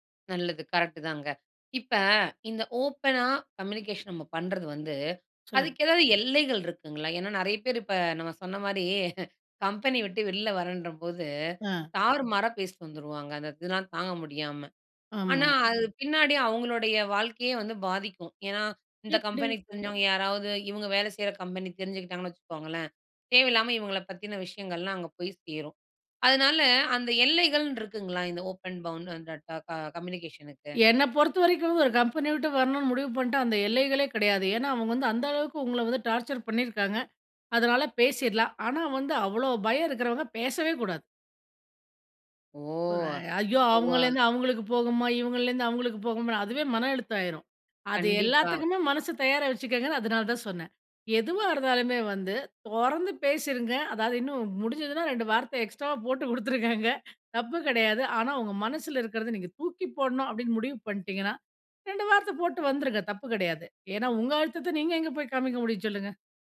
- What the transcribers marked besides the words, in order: in English: "ஓப்பனா கம்யூனிகேஷன்"; chuckle; background speech; other background noise; in English: "ஓப்பன் பவுன்"; unintelligible speech; in English: "கம்யூனிகேஷனுக்கு?"; laughing while speaking: "எக்ஸ்ட்ராவா போட்டு குடுத்துருக்காங்க"
- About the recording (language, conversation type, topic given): Tamil, podcast, திறந்த மனத்துடன் எப்படிப் பயனுள்ளதாகத் தொடர்பு கொள்ளலாம்?